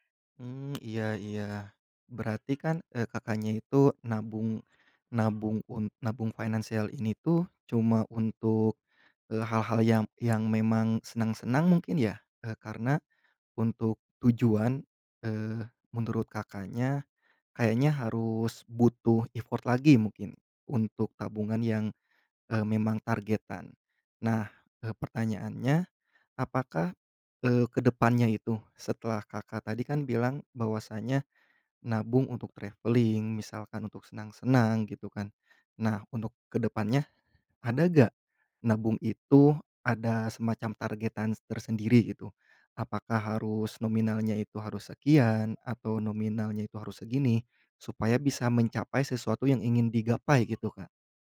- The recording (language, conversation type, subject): Indonesian, podcast, Gimana caramu mengatur keuangan untuk tujuan jangka panjang?
- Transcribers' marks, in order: tapping; other background noise; in English: "financial"; in English: "effort"; in English: "traveling"